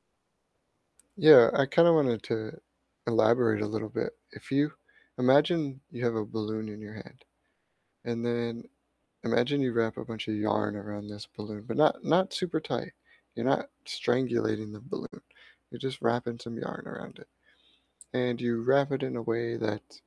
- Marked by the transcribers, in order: static; mechanical hum
- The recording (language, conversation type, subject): English, unstructured, What is something you learned recently that surprised you?
- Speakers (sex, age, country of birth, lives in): male, 35-39, United States, United States; male, 45-49, United States, United States